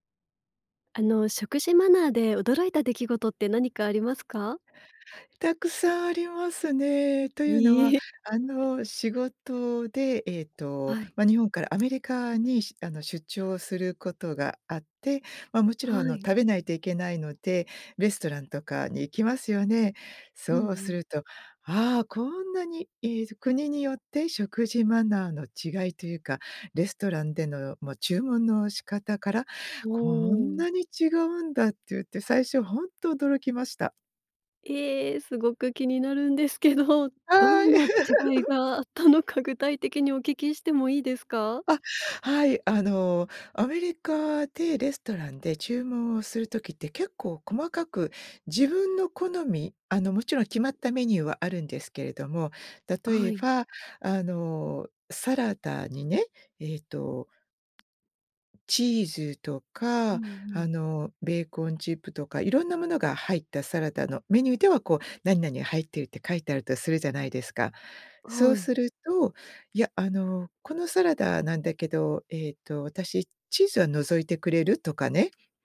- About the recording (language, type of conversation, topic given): Japanese, podcast, 食事のマナーで驚いた出来事はありますか？
- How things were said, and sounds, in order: other noise; tapping; laughing while speaking: "ですけど"; laughing while speaking: "あったのか"; laugh